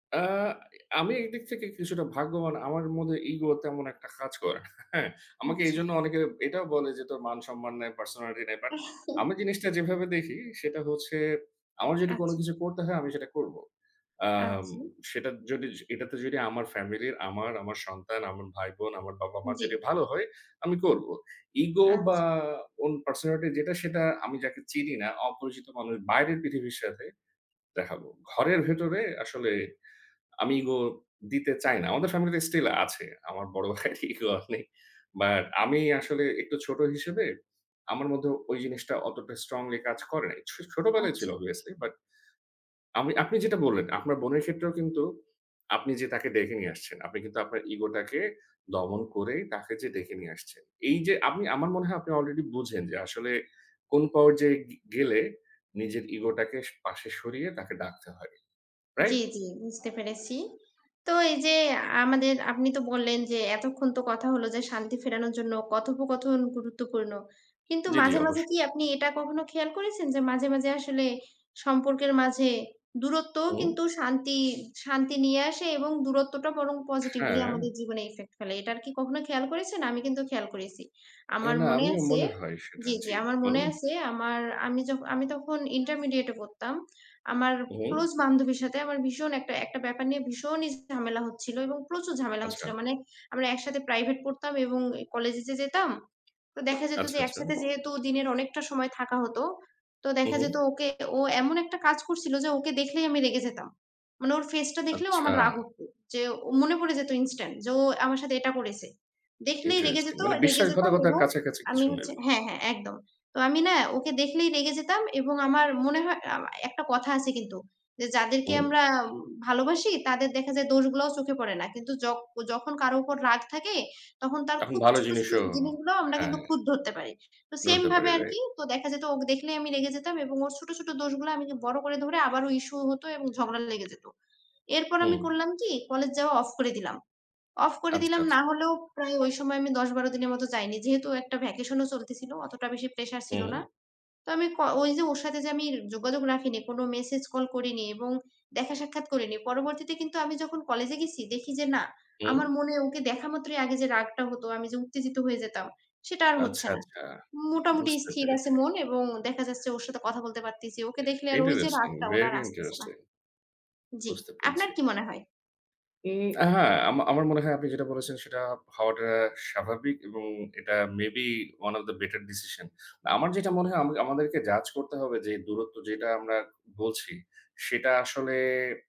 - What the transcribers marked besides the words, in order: laughing while speaking: "হ্যাঁ"; chuckle; in English: "own personality"; laughing while speaking: "আমার বড় ভাইর ego অনেক"; bird; other background noise; in English: "instant"; in English: "vacation"; in English: "Interesting, very interesting!"; in English: "maybe one of the better decision"; in English: "judge"
- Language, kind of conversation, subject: Bengali, unstructured, বিবাদের পর শান্তি ফিরিয়ে আনতে আপনার কৌশল কী?